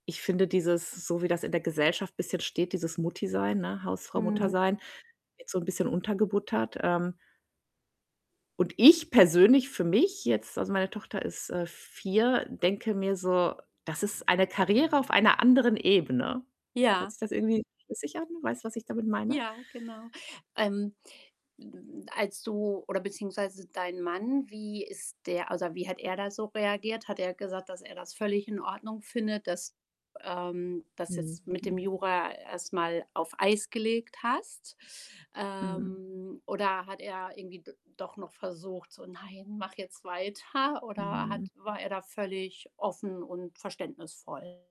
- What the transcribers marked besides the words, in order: static; distorted speech; other background noise; unintelligible speech; drawn out: "Ähm"; put-on voice: "Nein, mach jetzt weiter?"
- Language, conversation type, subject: German, podcast, Wie hast du zwischen Karriereaufstieg und Familienzeit abgewogen?
- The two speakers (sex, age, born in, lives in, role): female, 35-39, Germany, Germany, host; female, 40-44, Germany, United States, guest